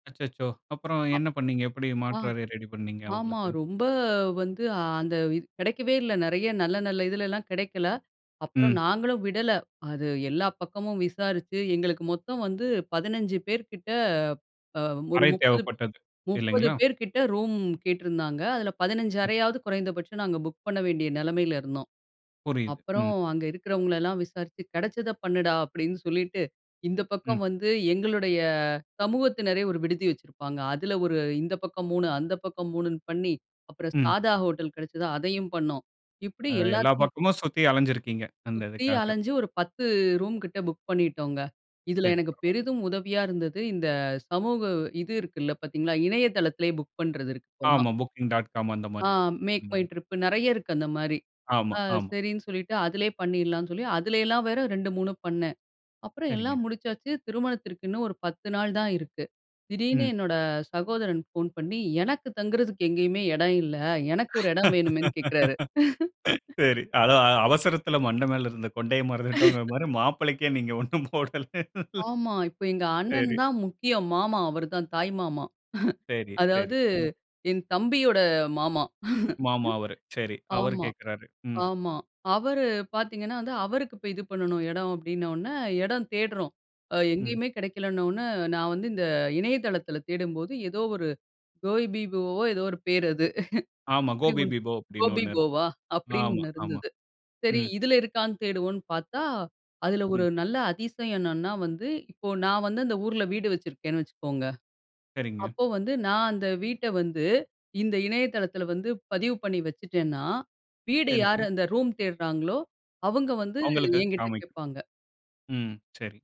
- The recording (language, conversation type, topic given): Tamil, podcast, ஹோட்டல் முன்பதிவுக்காக கட்டிய பணம் வங்கியில் இருந்து கழிந்தும் முன்பதிவு உறுதியாகாமல் போய்விட்டதா? அதை நீங்கள் எப்படி சமாளித்தீர்கள்?
- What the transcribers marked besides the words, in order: anticipating: "அச்சச்சோ! அப்புறம் என்ன பண்ணீங்க? எப்படி மாற்று அறை ரெடி பண்ணீங்க, அவங்களுக்கு?"; other noise; laughing while speaking: "சரி. அதா அ அவசரத்துல மண்டை … நீங்க ஒண்ணும் போடல"; laugh; other background noise; laugh; laugh; laugh